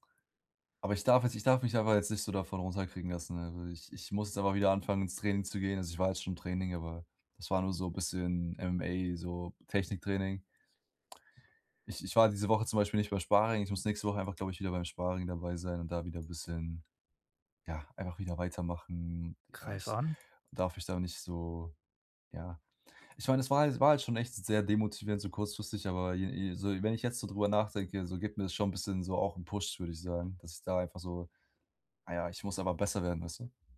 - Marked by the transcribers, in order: other background noise
- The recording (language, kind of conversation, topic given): German, advice, Wie kann ich nach einem Rückschlag meine Motivation wiederfinden?